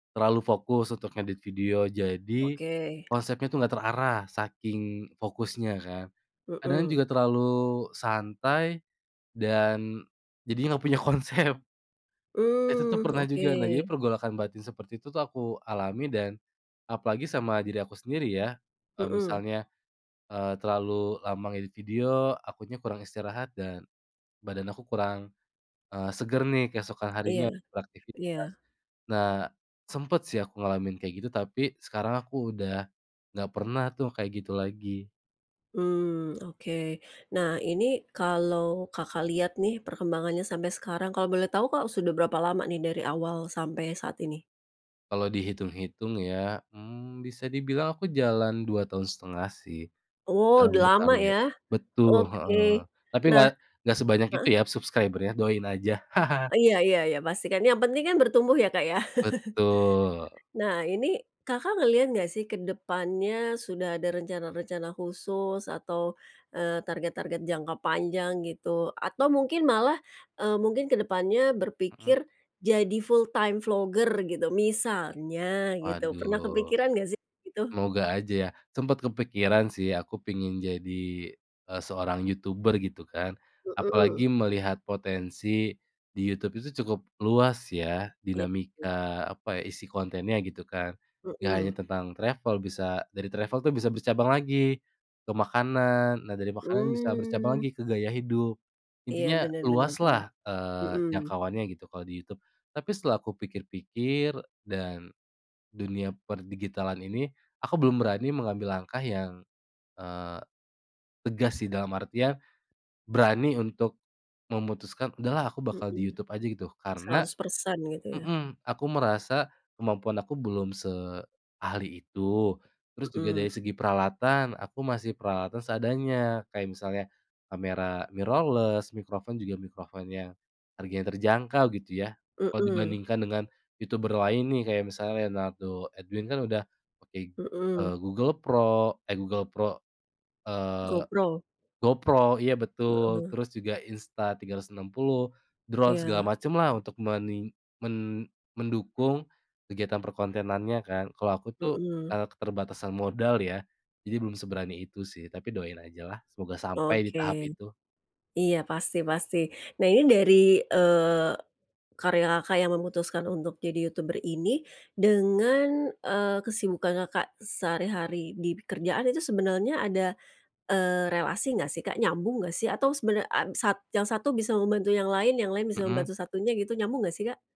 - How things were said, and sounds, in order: tapping; laughing while speaking: "punya konsep"; in English: "subscriber-nya"; chuckle; chuckle; in English: "full time vlogger"; in English: "travel"; in English: "travel"; in English: "mirrorless, microphone"; in English: "microphone"
- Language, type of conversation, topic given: Indonesian, podcast, Bagaimana kamu menjaga konsistensi berkarya di tengah kesibukan?